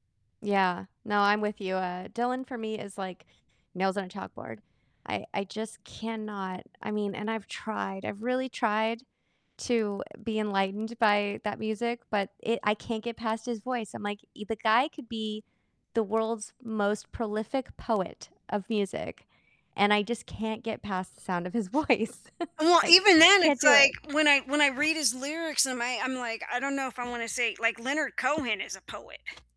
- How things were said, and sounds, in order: distorted speech; static; laughing while speaking: "voice. It's, like"; other background noise
- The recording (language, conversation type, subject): English, unstructured, What are your favorite ways to discover new music these days, and which discoveries have meant the most to you?
- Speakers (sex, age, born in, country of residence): female, 45-49, United States, United States; female, 60-64, United States, United States